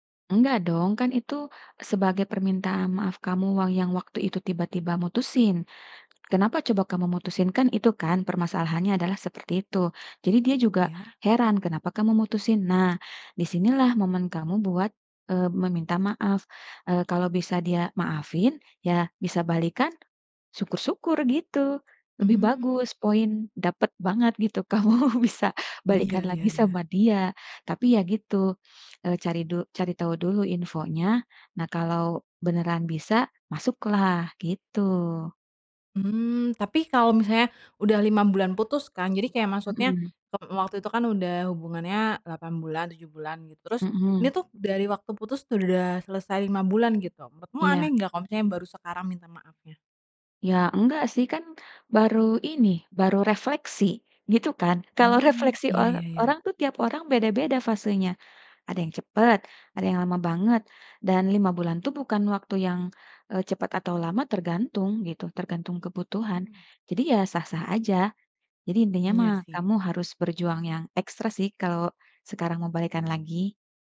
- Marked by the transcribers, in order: other background noise; tapping; laughing while speaking: "kamu"; laughing while speaking: "Kalau refleksi"
- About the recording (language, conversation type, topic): Indonesian, advice, Bagaimana cara berhenti terus-menerus memeriksa akun media sosial mantan dan benar-benar bisa move on?